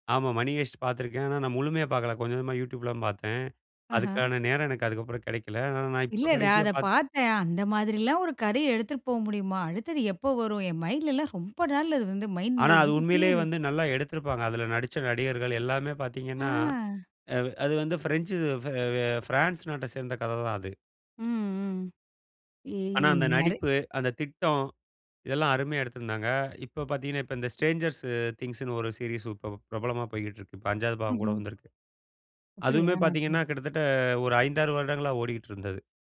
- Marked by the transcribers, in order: drawn out: "ஆ"; tapping; in English: "ஷ்ட்ரேன்ஜர்ஸ்"; unintelligible speech
- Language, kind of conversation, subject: Tamil, podcast, ரீமேக்குகள், சீக்வெல்களுக்கு நீங்கள் எவ்வளவு ஆதரவு தருவீர்கள்?